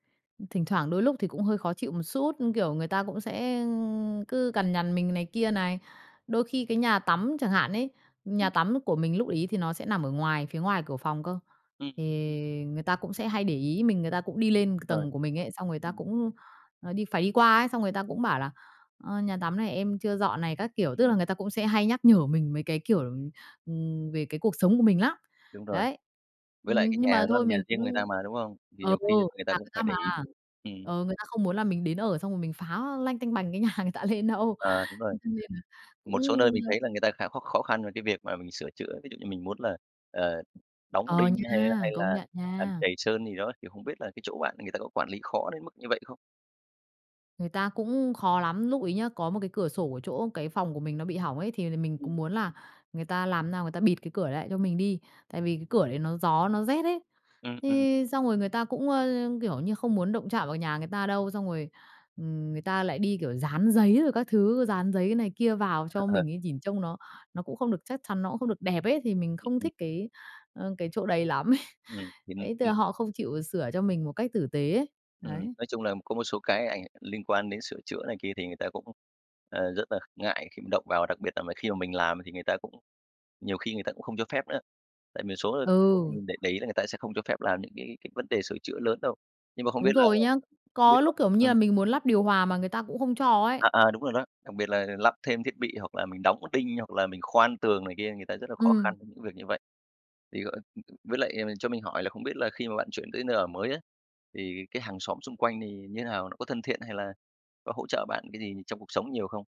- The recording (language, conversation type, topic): Vietnamese, podcast, Lần đầu bạn sống một mình đã thay đổi bạn như thế nào?
- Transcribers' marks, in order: other background noise; tapping; laughing while speaking: "nhà người ta lên đâu"; laughing while speaking: "Ờ"; unintelligible speech; laughing while speaking: "ấy"; unintelligible speech